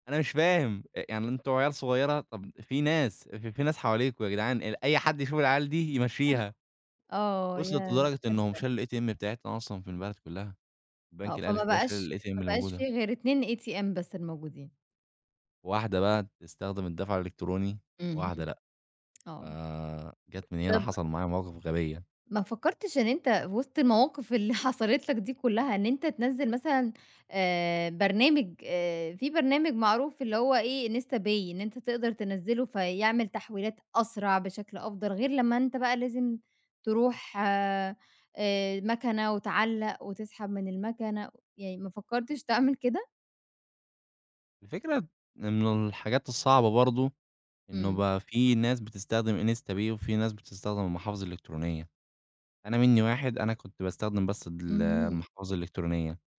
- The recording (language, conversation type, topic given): Arabic, podcast, إيه رأيك في الدفع الإلكتروني بدل الكاش؟
- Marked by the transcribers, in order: tapping; chuckle